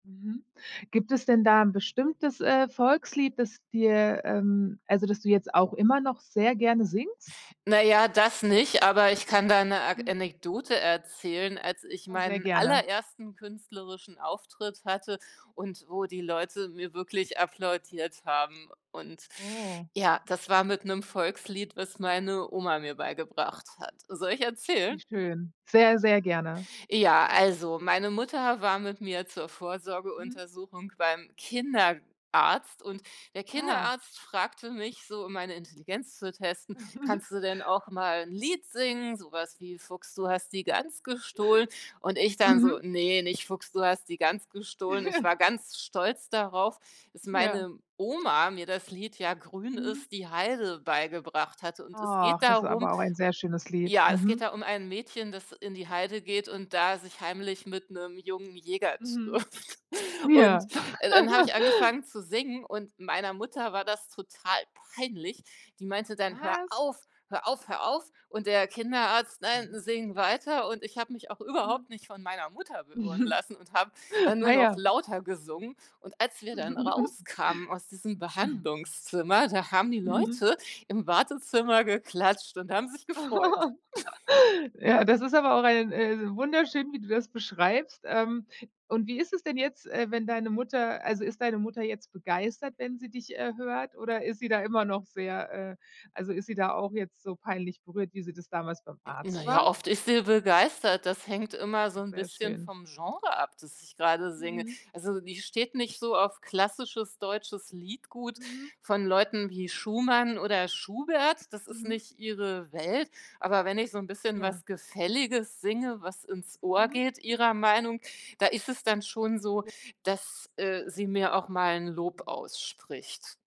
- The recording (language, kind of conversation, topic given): German, podcast, Wie findest du deine persönliche Stimme als Künstler:in?
- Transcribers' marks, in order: tapping; other background noise; chuckle; chuckle; laughing while speaking: "trifft"; chuckle; laughing while speaking: "Mhm"; chuckle; chuckle; unintelligible speech